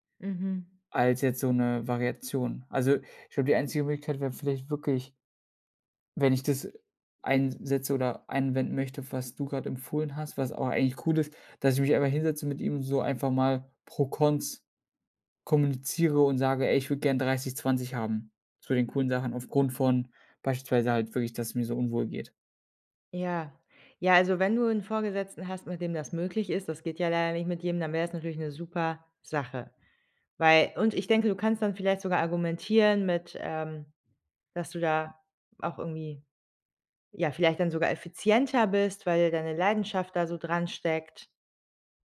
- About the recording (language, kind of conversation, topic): German, advice, Wie kann ich mit Prüfungs- oder Leistungsangst vor einem wichtigen Termin umgehen?
- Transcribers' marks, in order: none